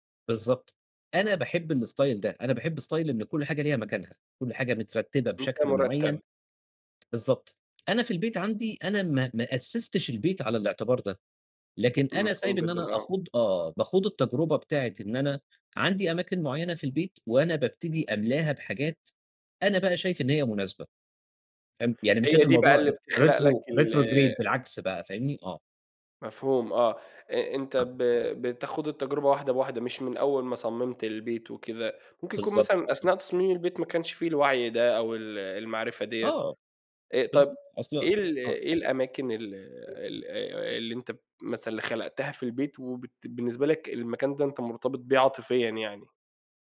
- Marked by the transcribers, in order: in English: "الإستايل"; in English: "إستايل"; tapping; in English: "retro retrograde"; unintelligible speech; other background noise
- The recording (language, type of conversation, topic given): Arabic, podcast, إزاي تستغل المساحات الضيّقة في البيت؟